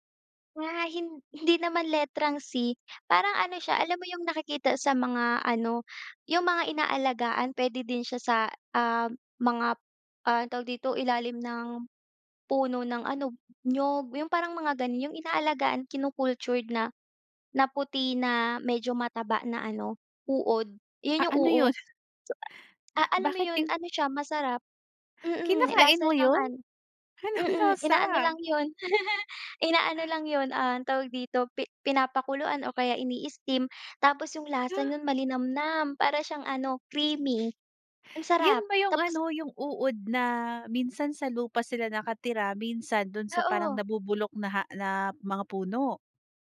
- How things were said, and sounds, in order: laughing while speaking: "yun?"; tapping; laughing while speaking: "Anong"; chuckle
- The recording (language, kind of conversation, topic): Filipino, podcast, Ano ang mga paraan mo para mapasaya ang mga mapili sa pagkain?